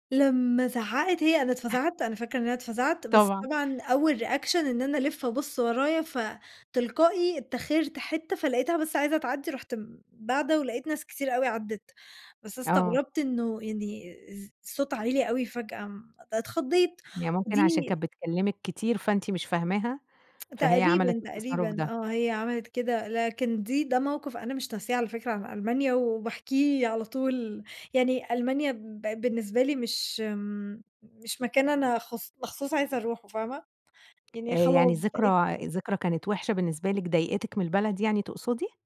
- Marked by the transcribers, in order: in English: "reaction"
- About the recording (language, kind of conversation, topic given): Arabic, podcast, إيه نصيحتك للي بيفكّر يسافر لوحده لأول مرة؟